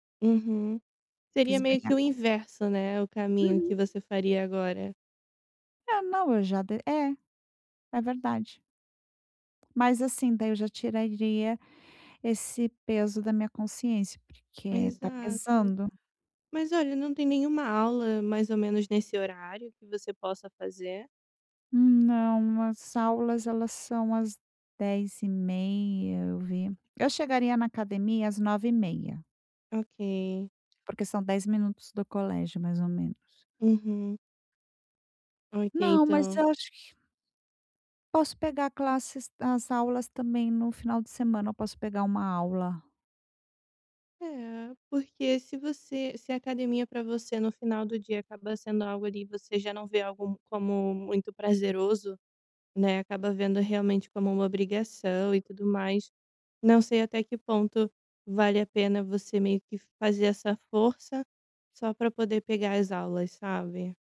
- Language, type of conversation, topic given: Portuguese, advice, Como criar rotinas que reduzam recaídas?
- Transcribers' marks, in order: tapping